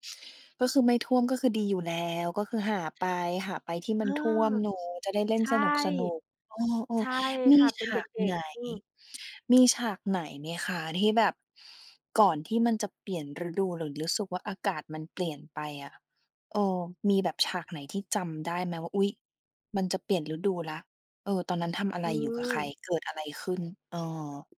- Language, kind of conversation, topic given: Thai, podcast, ความทรงจำในวัยเด็กของคุณเกี่ยวกับช่วงเปลี่ยนฤดูเป็นอย่างไร?
- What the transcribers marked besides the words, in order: other background noise; tapping